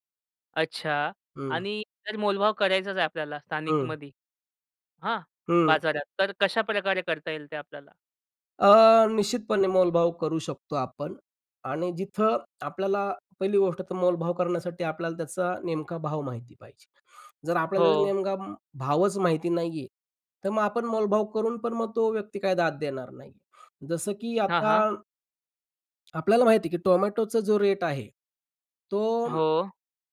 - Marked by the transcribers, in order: none
- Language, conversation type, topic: Marathi, podcast, स्थानिक बाजारातून खरेदी करणे तुम्हाला अधिक चांगले का वाटते?